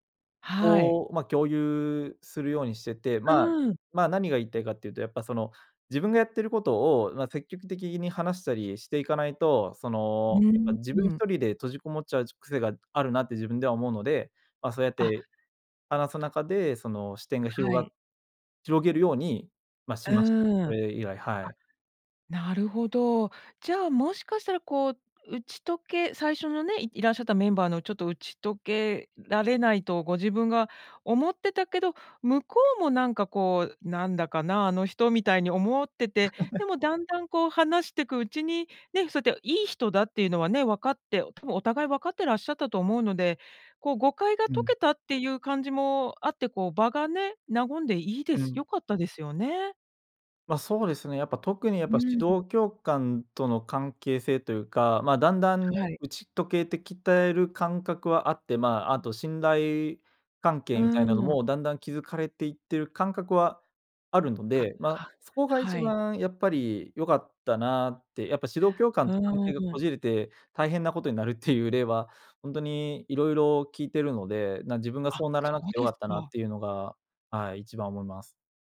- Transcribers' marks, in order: "話す" said as "はなさ"; laugh
- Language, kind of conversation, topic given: Japanese, podcast, 失敗からどのようなことを学びましたか？